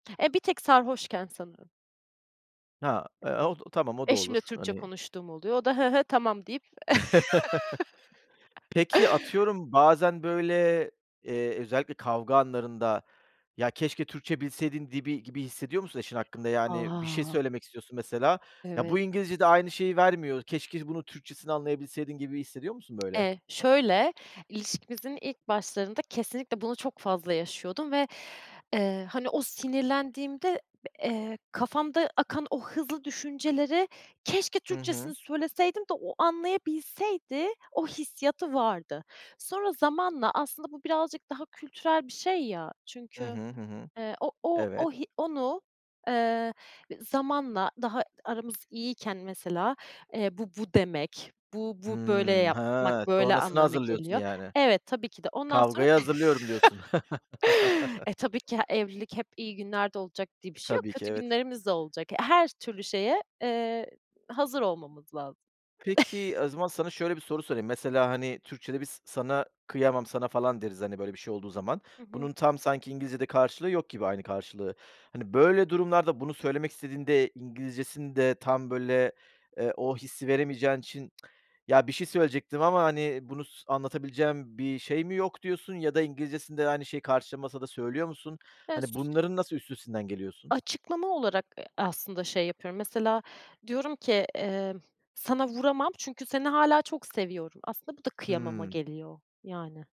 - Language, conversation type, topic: Turkish, podcast, Dil kimliğini nasıl şekillendiriyor?
- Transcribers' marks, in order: other background noise; laugh; laugh; tapping; laugh; chuckle; chuckle; tsk; unintelligible speech